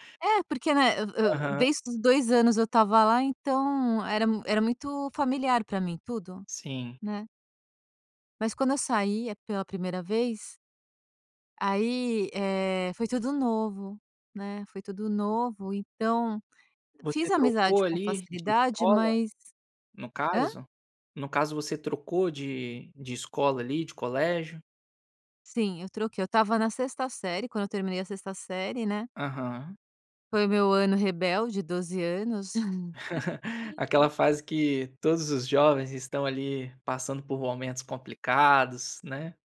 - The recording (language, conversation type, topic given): Portuguese, podcast, Como você lida com a ansiedade no dia a dia?
- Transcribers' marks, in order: chuckle; laugh